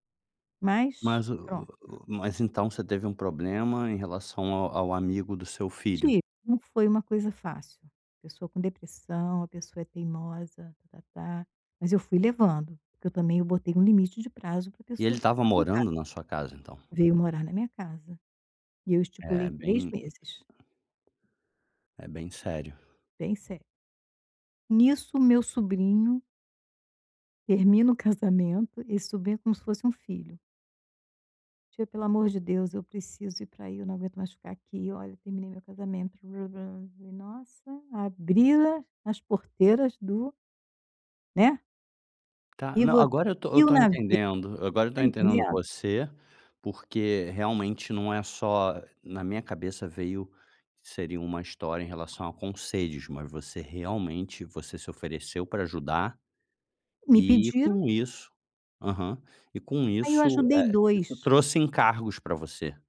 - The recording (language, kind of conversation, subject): Portuguese, advice, Como posso ajudar um amigo com problemas sem assumir a responsabilidade por eles?
- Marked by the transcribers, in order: other background noise; other noise; unintelligible speech